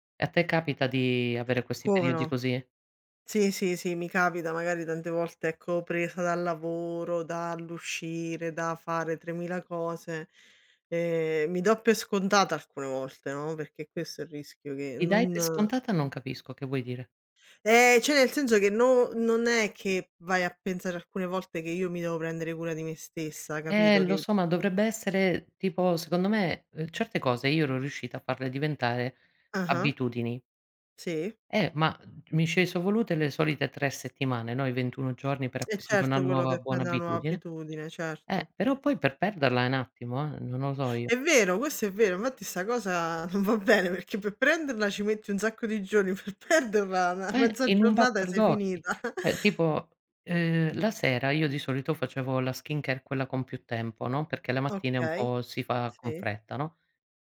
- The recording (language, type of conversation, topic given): Italian, unstructured, Che cosa significa per te prendersi cura di te stesso?
- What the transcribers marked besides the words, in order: other background noise; "perché" said as "pecché"; "cioè" said as "ceh"; tongue click; "Infatti" said as "ivatti"; laughing while speaking: "non va bene"; "perché" said as "pecché"; laughing while speaking: "per perderla una mezza giornata sei finita"; "Cioè" said as "ceh"; chuckle